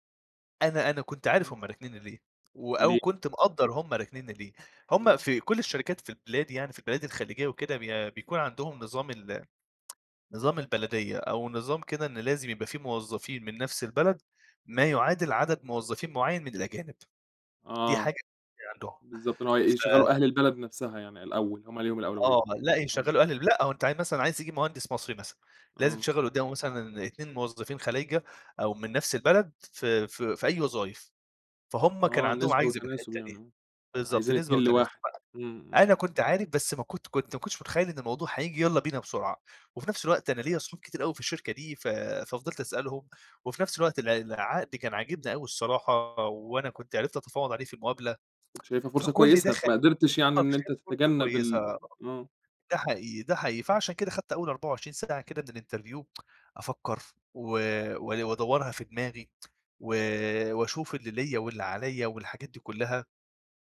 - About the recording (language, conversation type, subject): Arabic, podcast, إزاي بتتعامل مع التغيير المفاجئ اللي بيحصل في حياتك؟
- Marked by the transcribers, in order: tsk; tapping; tsk; in English: "الإنترفيو"; tsk